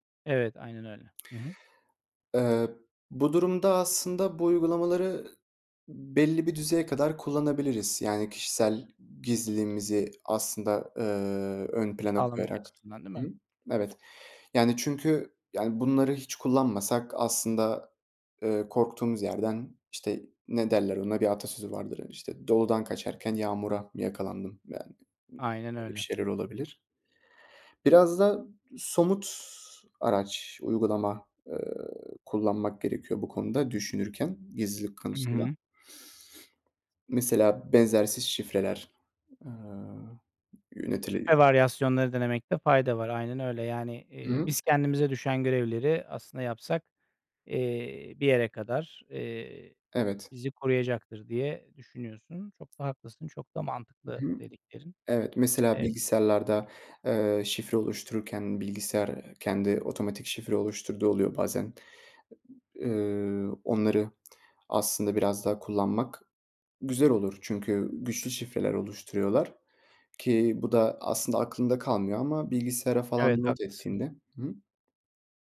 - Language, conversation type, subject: Turkish, podcast, Dijital gizliliğini korumak için neler yapıyorsun?
- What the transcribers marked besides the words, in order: other background noise; tapping